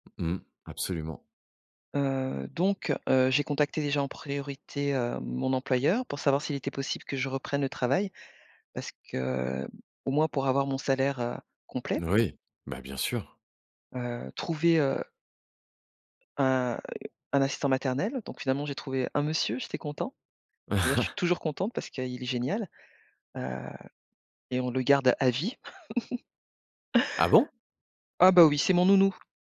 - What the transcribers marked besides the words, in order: tapping; chuckle; chuckle; surprised: "Ah bon ?"
- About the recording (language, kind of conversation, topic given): French, podcast, Quel défi a révélé une force insoupçonnée en toi ?